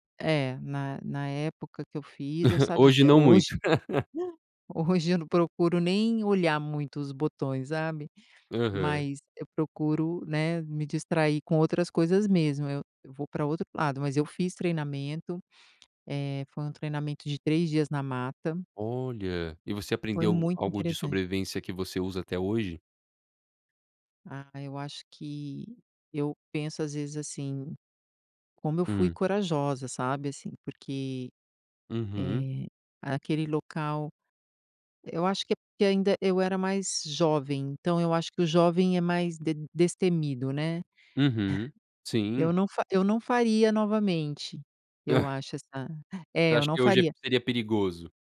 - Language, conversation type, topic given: Portuguese, podcast, Quando foi a última vez em que você sentiu medo e conseguiu superá-lo?
- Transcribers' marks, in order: chuckle; laugh; tapping; chuckle; gasp